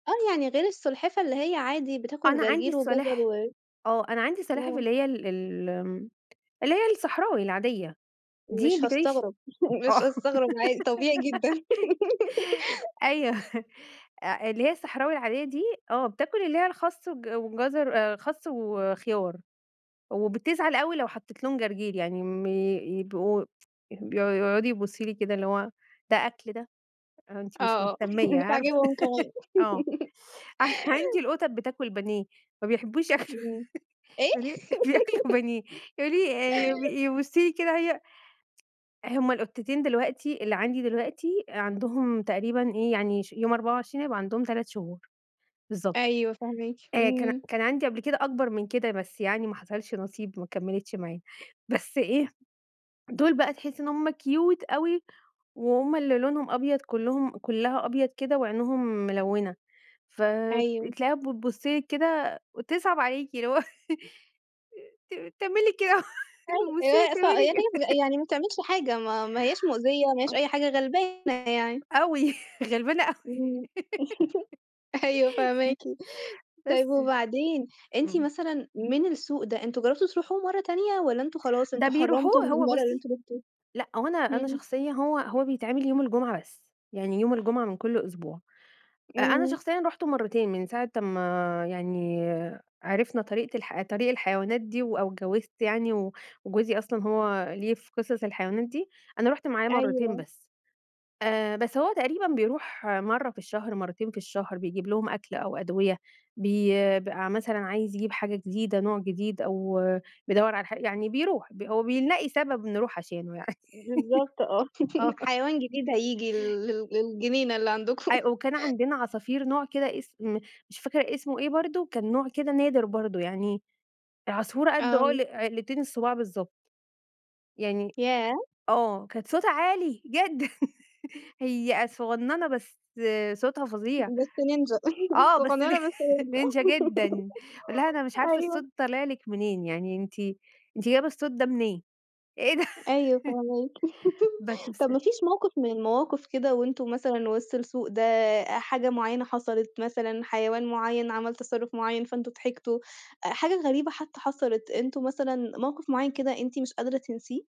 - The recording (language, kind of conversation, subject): Arabic, podcast, تحكي لنا عن موقف حصل لك في سوق قريب منك وشفت فيه حاجة ما شفتهاش قبل كده؟
- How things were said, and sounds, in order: tapping; giggle; laugh; giggle; tsk; laugh; laughing while speaking: "أصل"; chuckle; in English: "بانيه"; laughing while speaking: "ما بيحبوش ياكلوا بانيه، بياكلوا بانيه"; in English: "بانيه"; laugh; in English: "بانيه"; laugh; tsk; chuckle; in English: "كيوت"; laugh; laughing while speaking: "هو وابُص لها تعمل لي ك"; unintelligible speech; unintelligible speech; laughing while speaking: "غلبانة أوي"; laugh; laughing while speaking: "أيوه فاهماكِ"; laugh; laugh; laugh; laugh; laugh; laugh; laugh